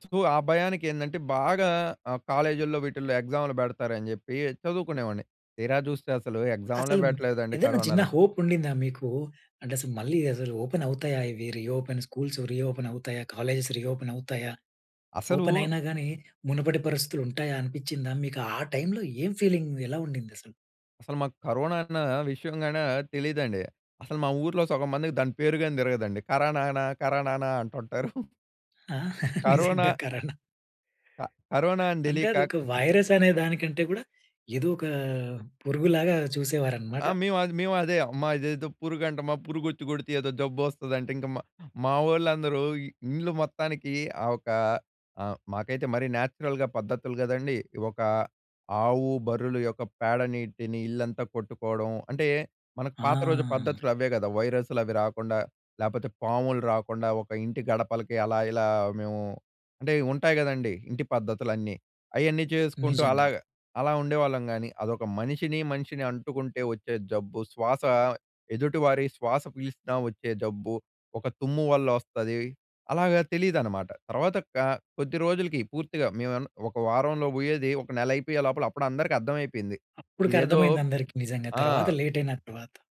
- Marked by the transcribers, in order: in English: "రీఓపెన్ స్కూల్స్"; in English: "కాలేజేస్"; other background noise; in English: "ఫీలింగ్"; giggle; laughing while speaking: "ఆ! నిజంగా. కరోనా"; tapping; in English: "నాచురల్‍గా"
- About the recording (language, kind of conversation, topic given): Telugu, podcast, ఆన్‌లైన్ కోర్సులు మీకు ఎలా ఉపయోగపడాయి?